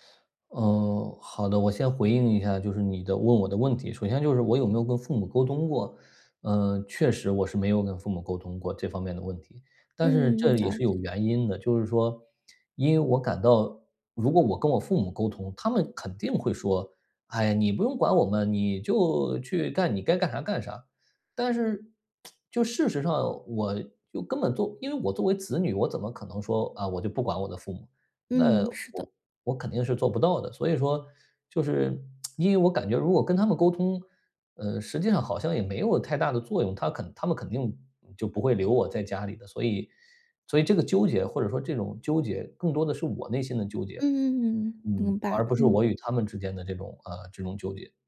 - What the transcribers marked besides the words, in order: tsk; tsk
- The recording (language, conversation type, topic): Chinese, advice, 陪伴年迈父母的责任突然增加时，我该如何应对压力并做出合适的选择？